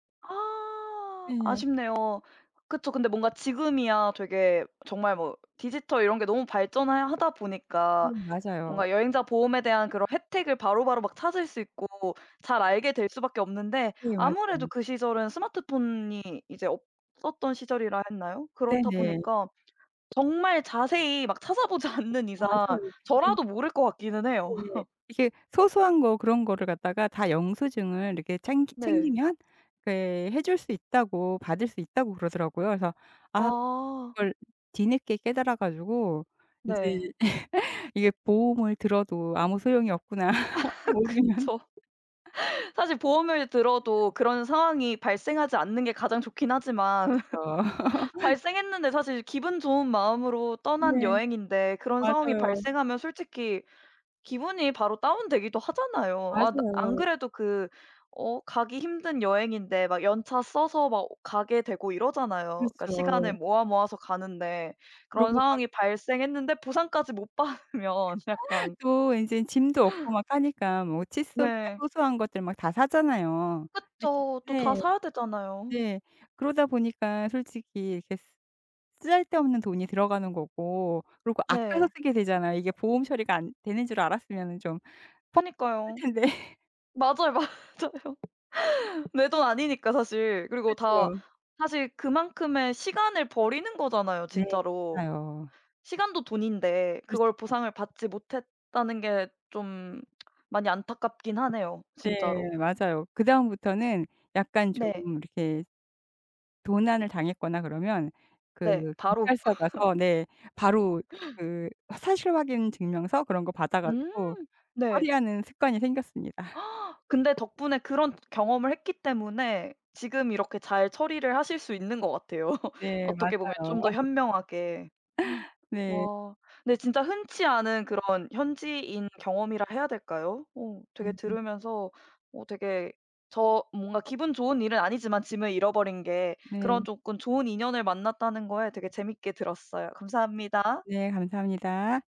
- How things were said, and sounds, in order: other background noise; tapping; laughing while speaking: "찾아보지"; laugh; background speech; laugh; laugh; laughing while speaking: "모르면"; laugh; laughing while speaking: "받으면"; laugh; laughing while speaking: "쓸텐데"; laughing while speaking: "맞아요"; lip smack; laugh; gasp; laugh; gasp; laugh
- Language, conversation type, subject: Korean, podcast, 여행지에서 우연히 만난 현지인과의 사연이 있나요?